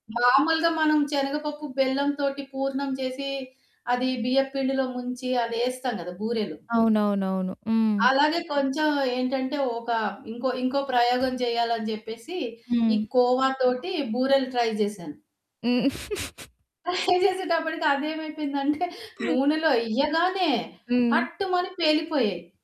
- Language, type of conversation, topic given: Telugu, podcast, పండుగల సమయంలో మీరు కొత్త వంటకాలు ఎప్పుడైనా ప్రయత్నిస్తారా?
- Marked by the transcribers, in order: static; in English: "ట్రై"; giggle; chuckle; in English: "ట్రై"